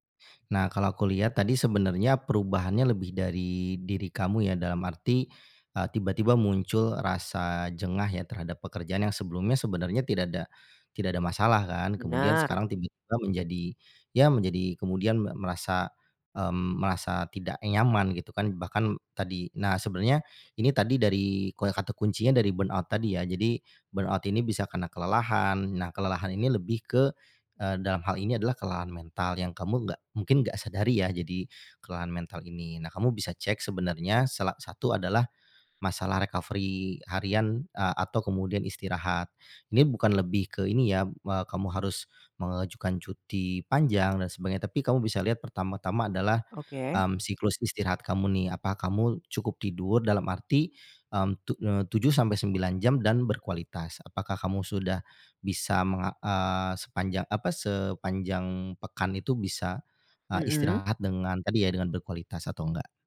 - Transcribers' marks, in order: in English: "burnout"; in English: "burnout"; in English: "recovery"
- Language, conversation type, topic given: Indonesian, advice, Bagaimana cara mengatasi hilangnya motivasi dan semangat terhadap pekerjaan yang dulu saya sukai?